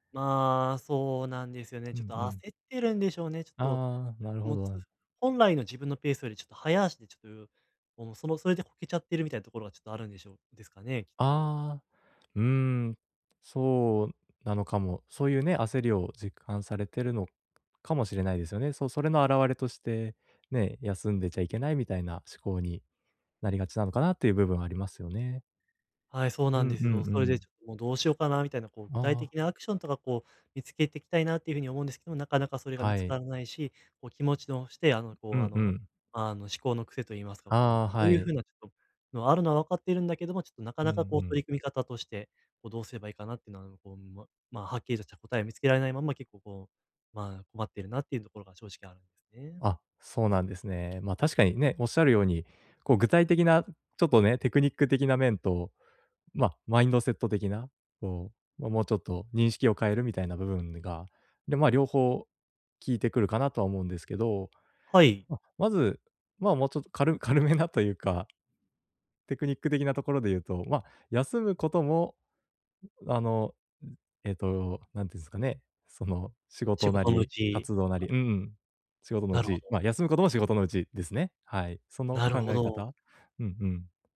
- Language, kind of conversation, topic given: Japanese, advice, 休むことを優先したいのに罪悪感が出てしまうとき、どうすれば罪悪感を減らせますか？
- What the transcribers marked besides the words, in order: unintelligible speech; other background noise